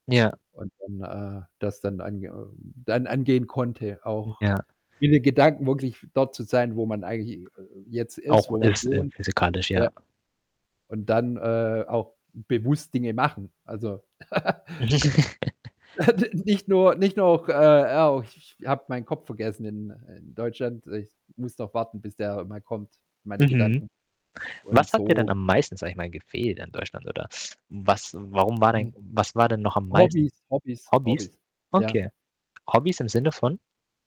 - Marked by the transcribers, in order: static; other background noise; laugh; laughing while speaking: "nicht nur"; giggle
- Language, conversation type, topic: German, podcast, Was war dein mutigster Schritt bisher?